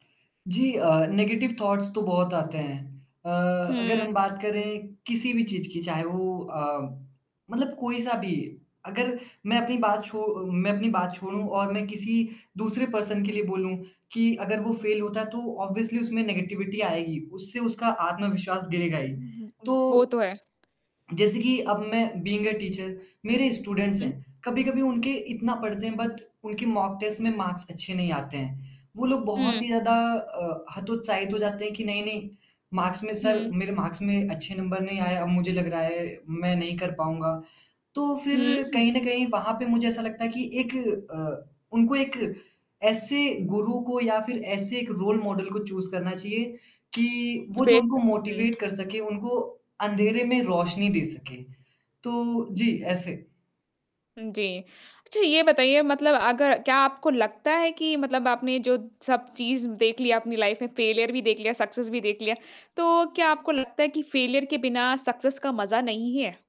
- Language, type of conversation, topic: Hindi, podcast, असफल होने के बाद आप अपना आत्मविश्वास कैसे वापस लाते हैं?
- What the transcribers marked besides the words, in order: in English: "नेगेटिव थॉट्स"; in English: "पर्सन"; in English: "ऑब्वियसली"; in English: "नेगेटिविटी"; other noise; in English: "बीइंग अ टीचर"; in English: "स्टूडेंट्स"; in English: "मॉक टेस्ट"; in English: "मार्क्स"; in English: "मार्क्स"; in English: "मार्क्स"; distorted speech; in English: "रोल मॉडल"; in English: "चूज़"; in English: "मोटिवेट"; in English: "लाइफ"; in English: "फेलियर"; in English: "सक्सेस"; in English: "फेलियर"; in English: "सक्सेस"